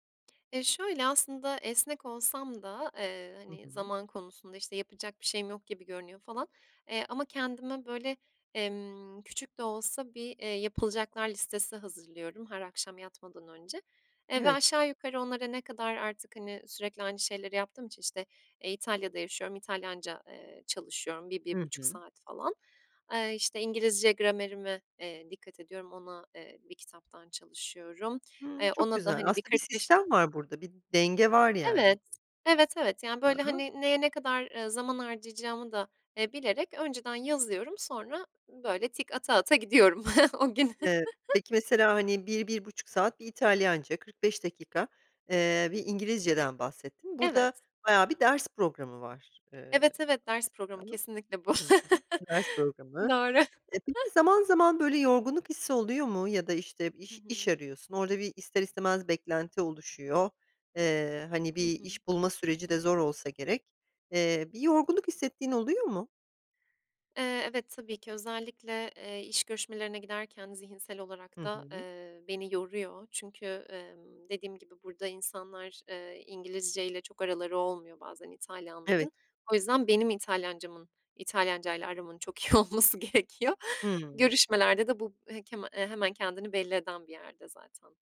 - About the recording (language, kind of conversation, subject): Turkish, podcast, Zamanı hiç olmayanlara, hemen uygulayabilecekleri en pratik öneriler neler?
- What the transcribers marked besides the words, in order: other background noise; chuckle; laughing while speaking: "o gün"; chuckle; chuckle; laughing while speaking: "Doğru"; chuckle; laughing while speaking: "iyi olması gerekiyor"